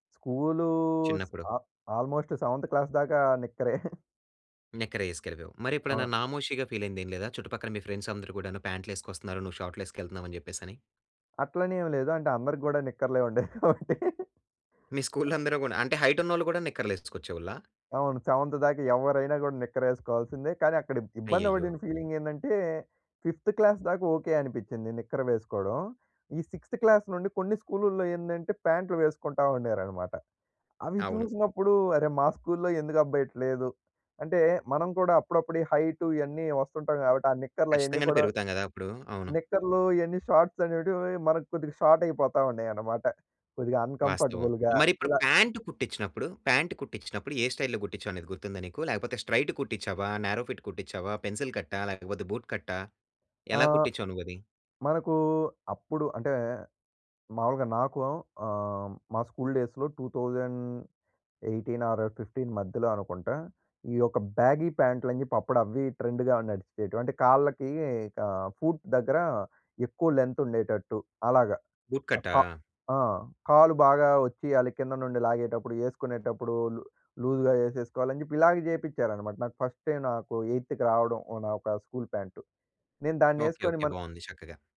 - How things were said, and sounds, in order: in English: "ఆ ఆల్మోస్ట్ సెవెన్త్ క్లాస్"; chuckle; in English: "ఫీల్"; in English: "ఫ్రెండ్స్"; laughing while speaking: "ఉండేవి కాబట్టి"; giggle; tapping; in English: "హైట్"; in English: "సెవెంత్"; in English: "ఫీలింగ్"; in English: "ఫిఫ్త్ క్లాస్"; in English: "సిక్స్‌త్ క్లాస్"; in English: "హైట్"; in English: "షార్ట్స్"; in English: "షార్ట్"; in English: "అన్‌కంఫర్టబుల్‌గా"; in English: "ప్యాంట్"; in English: "ప్యాంట్"; in English: "స్టైల్‌లో"; in English: "స్ట్రెయిట్"; in English: "నారో ఫిట్"; in English: "పెన్సిల్"; in English: "బూట్"; in English: "స్కూల్ డేస్‌లో టూ థౌసండ్ ఎయిటీన్ ఆర్ ఫిఫ్టీన్"; in English: "ట్రెండ్‌గా"; in English: "ఫూట్"; in English: "లెంగ్త్"; in English: "బూట్"; in English: "లు లూజ్‌గా"; in English: "ఫస్ట్ టైమ్"; in English: "ఎయిత్‌కి"; in English: "స్కూల్"
- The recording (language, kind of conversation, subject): Telugu, podcast, సినిమాలు, టీవీ కార్యక్రమాలు ప్రజల ఫ్యాషన్‌పై ఎంతవరకు ప్రభావం చూపుతున్నాయి?